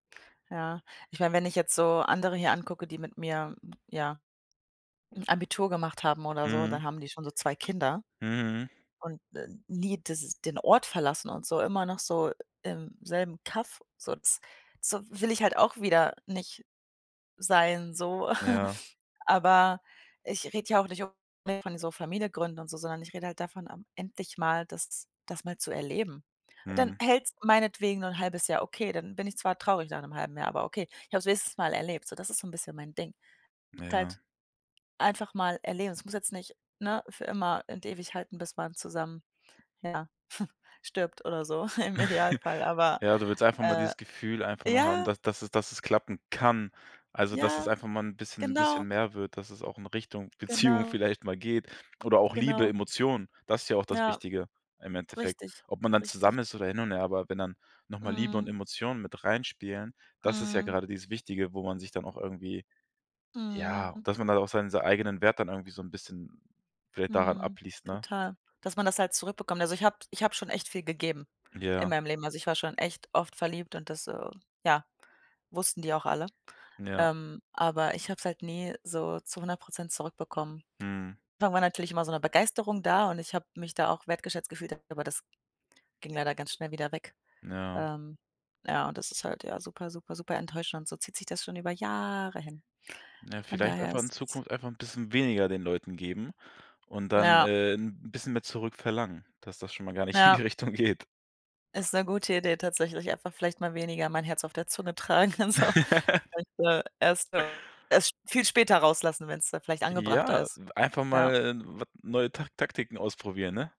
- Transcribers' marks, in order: chuckle; chuckle; snort; chuckle; laughing while speaking: "Beziehung vielleicht"; drawn out: "Jahre"; laughing while speaking: "in die Richtung geht"; chuckle; laugh; laughing while speaking: "und so"; unintelligible speech
- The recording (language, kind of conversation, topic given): German, advice, Wie kann ich mit Ablehnung und Selbstzweifeln umgehen, ohne den Mut zu verlieren?
- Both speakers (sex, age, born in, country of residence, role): female, 25-29, Germany, Sweden, user; male, 25-29, Germany, Germany, advisor